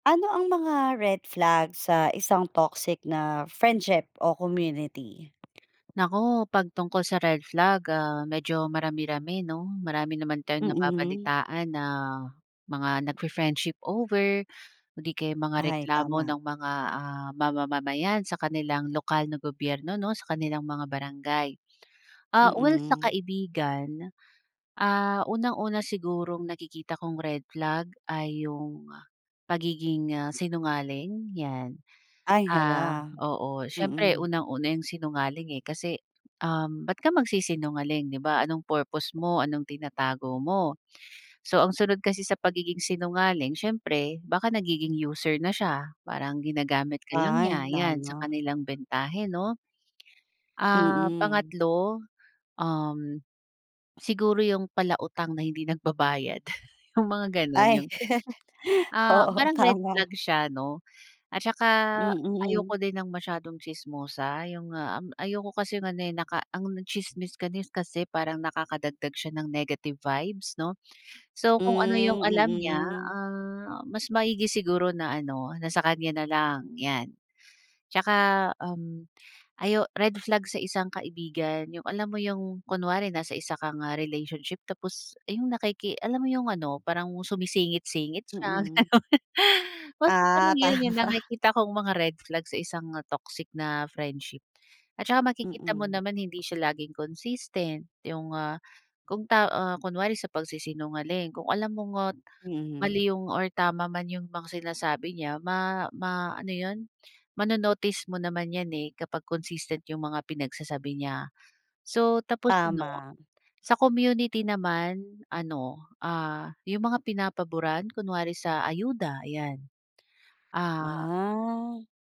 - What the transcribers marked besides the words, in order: tapping; laughing while speaking: "yung"; laugh; laughing while speaking: "oo"; laughing while speaking: "gano'n"; laughing while speaking: "tama"
- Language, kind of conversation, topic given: Filipino, podcast, Ano ang mga palatandaang babala ng nakalalasong pagkakaibigan o samahan?